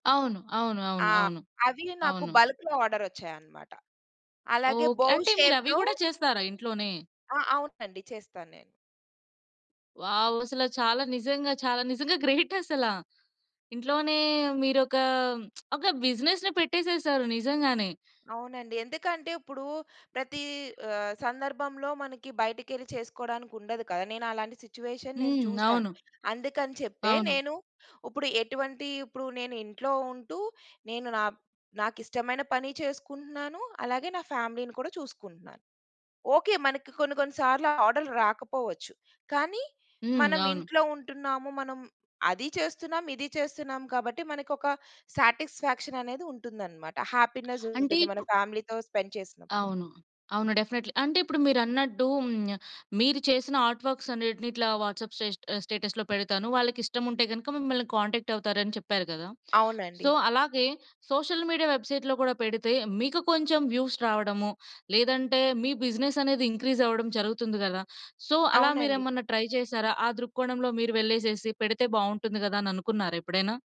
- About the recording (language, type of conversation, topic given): Telugu, podcast, మీ పనిని మీ కుటుంబం ఎలా స్వీకరించింది?
- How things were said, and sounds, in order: in English: "బల్క్‌లో ఆర్డర్"; in English: "బోవ్ షేప్‌లో"; in English: "వావ్!"; in English: "గ్రేట్"; chuckle; lip smack; in English: "బిజినెస్‌నే"; other background noise; in English: "సిట్యుయేషన్"; in English: "ఫ్యామిలీ‌ని"; in English: "సాటిస్ఫాక్షన్"; in English: "హ్యాపీనెస్"; breath; in English: "ఫ్యామిలీతో స్పెండ్"; in English: "డెఫినెట్లీ"; in English: "ఆర్ట్ వర్క్స్"; in English: "వాట్సాప్"; in English: "స్టేటస్‌లో"; in English: "కాంటాక్ట్"; in English: "సో"; in English: "సోషల్ మీడియా వెబ్సైట్‌లో"; in English: "వ్యూస్"; in English: "బిజినెస్"; in English: "ఇంక్రీస్"; in English: "సో"; in English: "ట్రై"